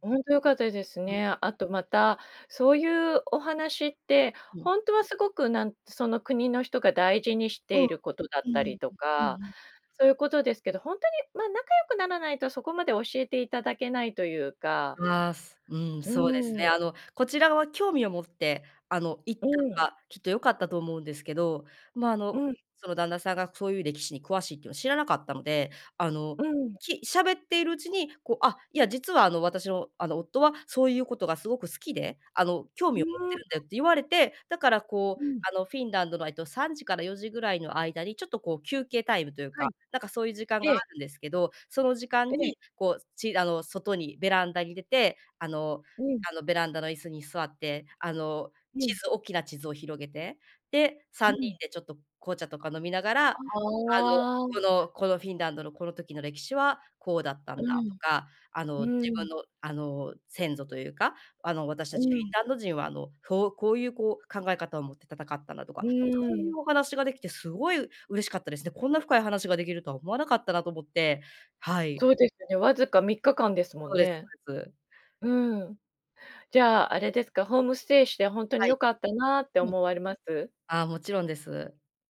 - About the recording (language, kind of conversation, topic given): Japanese, podcast, 心が温かくなった親切な出会いは、どんな出来事でしたか？
- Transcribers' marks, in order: none